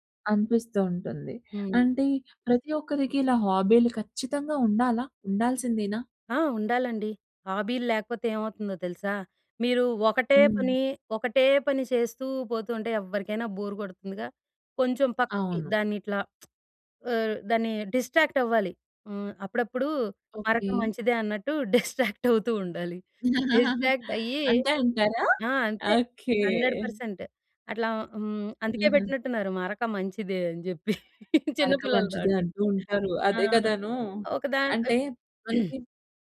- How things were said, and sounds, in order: in English: "బోర్"; lip smack; in English: "డిస్ట్రాక్ట్"; in English: "డిస్ట్రాక్ట్"; giggle; in English: "డిస్ట్రాక్ట్"; in English: "హండ్రెడ్ పర్సెంట్"; giggle; throat clearing
- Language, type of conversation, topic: Telugu, podcast, పని, వ్యక్తిగత జీవితం రెండింటిని సమతుల్యం చేసుకుంటూ మీ హాబీకి సమయం ఎలా దొరకబెట్టుకుంటారు?